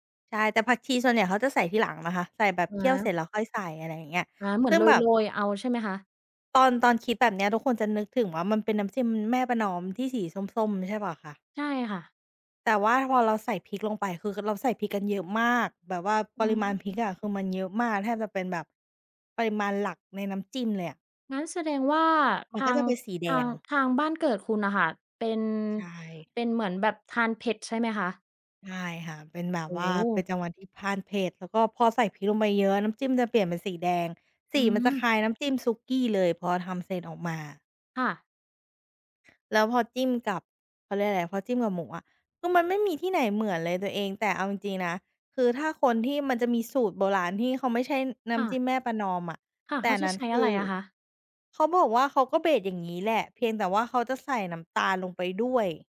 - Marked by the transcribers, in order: other background noise; in English: "เบส"
- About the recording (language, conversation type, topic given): Thai, podcast, อาหารบ้านเกิดที่คุณคิดถึงที่สุดคืออะไร?